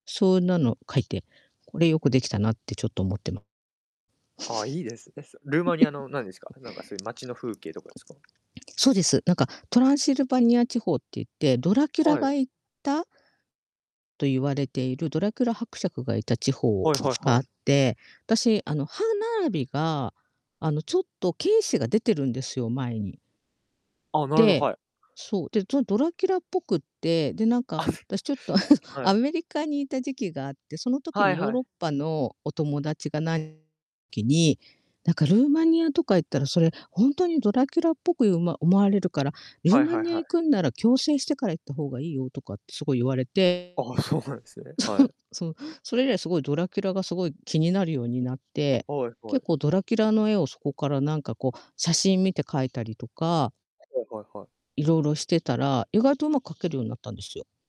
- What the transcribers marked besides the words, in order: chuckle; other background noise; "犬歯" said as "けいし"; chuckle; laughing while speaking: "あの"; distorted speech; static; laughing while speaking: "そう"
- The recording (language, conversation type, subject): Japanese, unstructured, 挑戦してみたい新しい趣味はありますか？